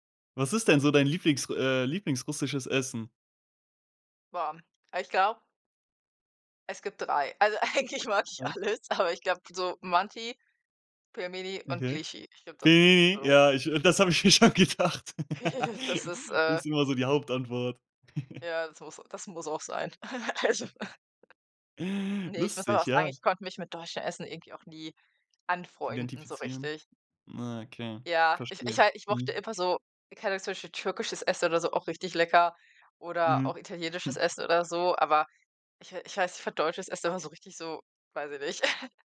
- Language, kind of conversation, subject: German, podcast, Welche Rolle hat Migration in deiner Familie gespielt?
- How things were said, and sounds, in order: laughing while speaking: "eigentlich mag ich alles"; unintelligible speech; laughing while speaking: "das habe ich mir schon gedacht"; giggle; chuckle; giggle; laughing while speaking: "Also"; chuckle; chuckle